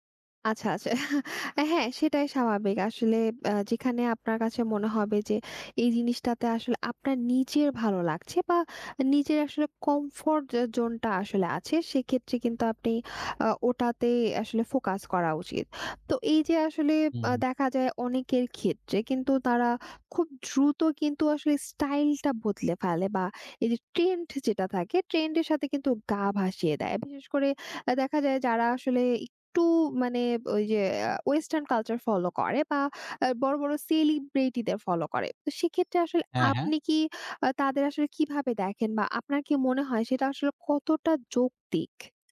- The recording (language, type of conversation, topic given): Bengali, podcast, স্টাইল বদলানোর ভয় কীভাবে কাটিয়ে উঠবেন?
- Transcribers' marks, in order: chuckle; other background noise; tapping